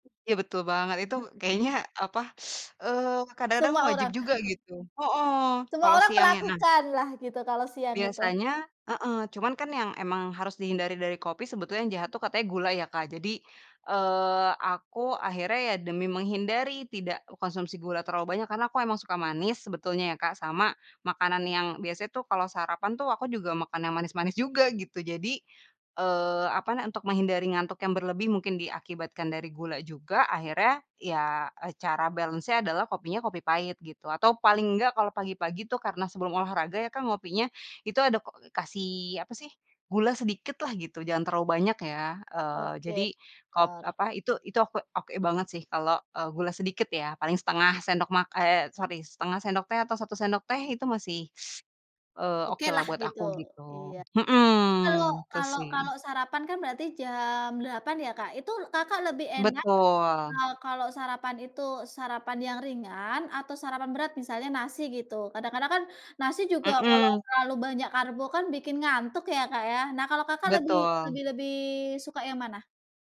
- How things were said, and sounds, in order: other background noise; teeth sucking; chuckle; in English: "balance-nya"; teeth sucking
- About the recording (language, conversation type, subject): Indonesian, podcast, Apa rutinitas pagi sederhana untuk memulai hari dengan lebih tenang?
- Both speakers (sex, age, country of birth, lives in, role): female, 30-34, Indonesia, Indonesia, guest; female, 30-34, Indonesia, Indonesia, host